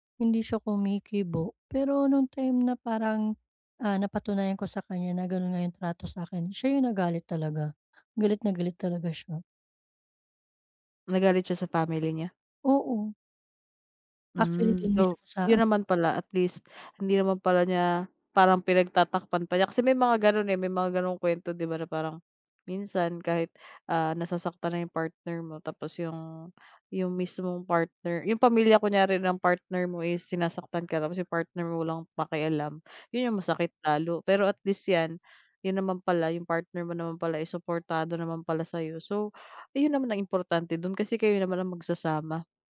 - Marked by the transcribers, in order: tapping; other background noise
- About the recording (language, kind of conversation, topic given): Filipino, advice, Paano ako makikipag-usap nang mahinahon at magalang kapag may negatibong puna?